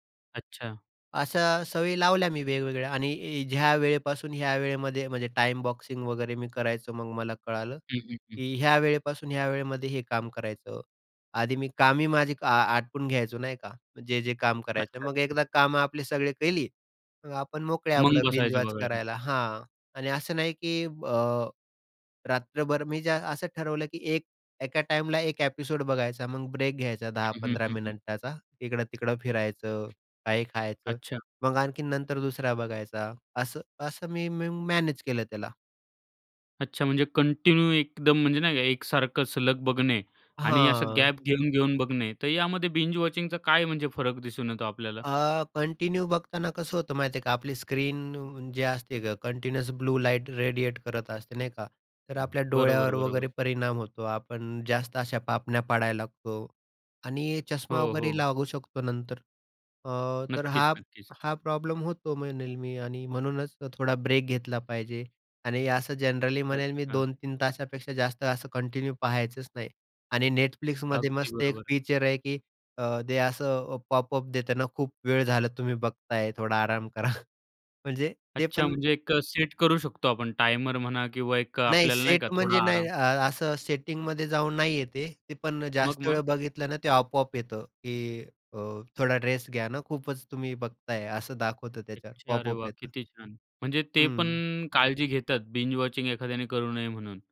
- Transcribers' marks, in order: other noise; in English: "बिंजवॉच"; in English: "टाईमला"; in English: "ॲपिसोड"; tapping; other background noise; in English: "कंटिन्यू"; in English: "बिंज वॉचिंगचा"; in English: "कंटिन्यू"; in English: "कंटीन्यूअस"; in English: "रेडिएट"; in English: "जनरली"; in English: "कंटिन्यू"; laughing while speaking: "करा"; in English: "बिंज वॉचिंग"
- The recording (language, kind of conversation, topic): Marathi, podcast, सलग भाग पाहण्याबद्दल तुमचे मत काय आहे?